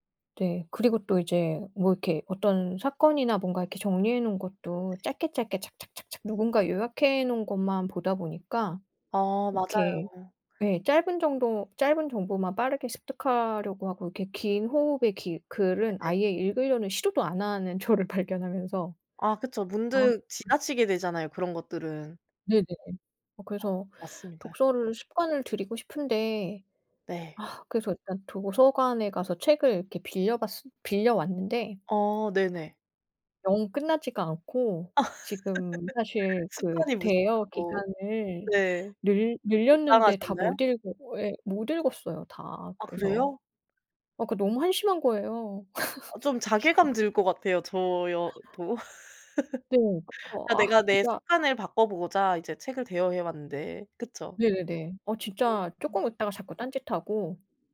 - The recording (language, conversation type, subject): Korean, unstructured, 요즘 가장 즐겨 하는 취미는 무엇인가요?
- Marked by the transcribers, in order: laughing while speaking: "저를"; laugh; laugh; laughing while speaking: "이거를"; laugh; tapping